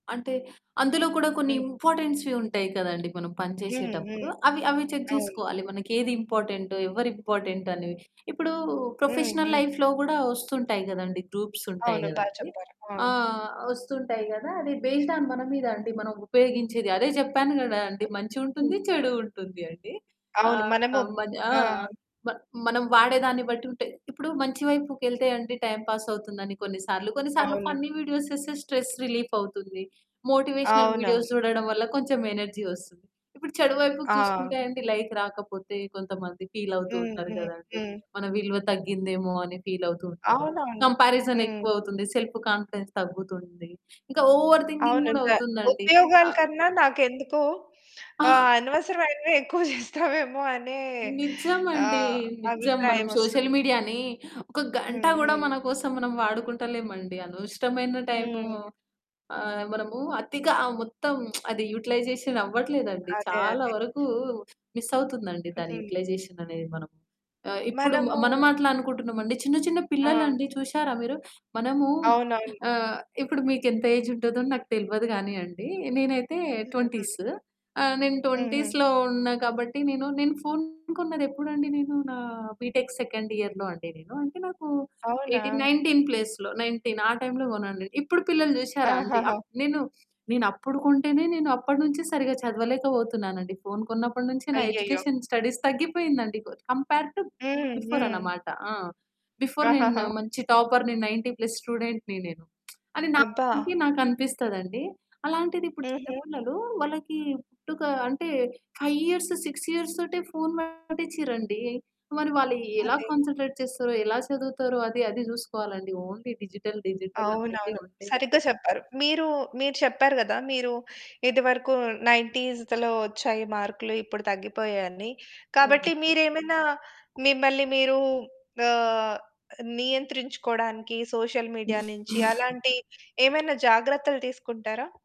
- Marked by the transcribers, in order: mechanical hum; in English: "ఇంపార్టెన్స్‌వి"; in English: "చెక్"; static; in English: "ప్రొఫెషనల్ లైఫ్‌లో"; in English: "బేస్డ్ ఆన్"; distorted speech; other background noise; in English: "టైమ్ పాస్"; in English: "ఫన్నీ వీడియోస్"; in English: "స్ట్రెస్"; in English: "మోటివేషనల్ వీడియోస్"; in English: "ఎనర్జీ"; in English: "లైక్"; in English: "సెల్ఫ్ కాన్ఫిడెన్స్"; in English: "ఓవర్ థింకింగ్"; laughing while speaking: "ఆ!"; laughing while speaking: "ఎక్కువ చేస్తావేమో"; in English: "సోషల్ మీడియాని"; stressed: "గంట"; stressed: "అతిగా"; lip smack; in English: "యుటిలైజేషన్"; in English: "యుటిలైజేషన్"; in English: "ట్వెంటీస్"; in English: "ట్వెంటీస్‌లో"; unintelligible speech; in English: "బీటెక్ సెకండ్ ఇయర్‌లో"; in English: "ఎయిటీన్ నైన్‌టీన్ ప్లేస్‌లో నైన్‌టీన్"; in English: "ఎడ్యుకేషన్, స్టడీస్"; in English: "కంపేర్ టూ బిఫోర్"; in English: "బిఫోర్"; in English: "టాపర్‌ని, నైన్టీ ప్లస్ స్టూడెంట్‌ని"; tsk; in English: "ఫైవ్ ఇయర్స్, సిక్స్ ఇయర్స్"; in English: "కాన్సంట్రేట్"; in English: "ఓన్లీ డిజిటల్ డిజిటల్"; in English: "నైన్‌టీస్‌దలో"; in English: "సోషల్ మీడియా"; giggle
- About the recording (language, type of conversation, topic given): Telugu, podcast, సామాజిక మాధ్యమాల వాడకం మీ వ్యక్తిగత జీవితాన్ని ఎలా ప్రభావితం చేసింది?